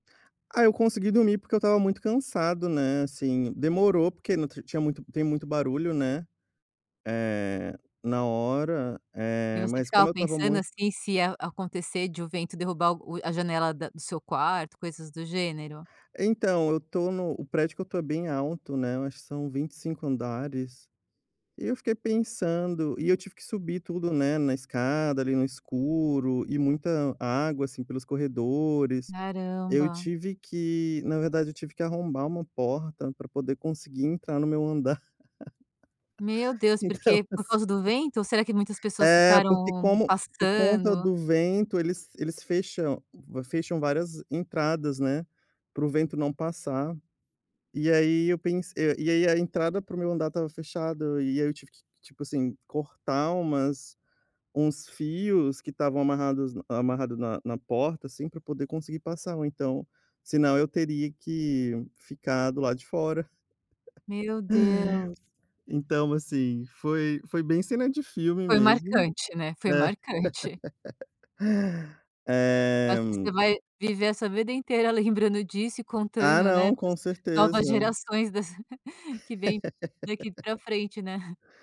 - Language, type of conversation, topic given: Portuguese, podcast, Como você cuida da sua segurança ao viajar sozinho?
- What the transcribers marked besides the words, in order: laugh; laughing while speaking: "então assim"; laugh; laugh; laugh; giggle